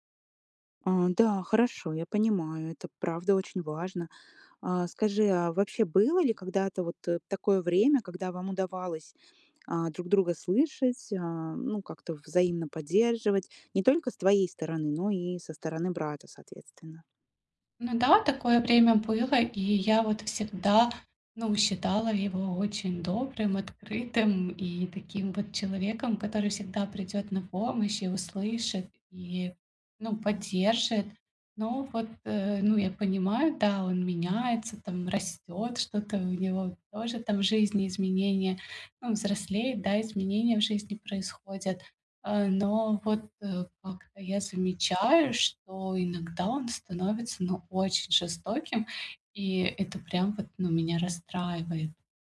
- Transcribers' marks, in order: tapping; other background noise
- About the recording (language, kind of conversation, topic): Russian, advice, Как мирно решить ссору во время семейного праздника?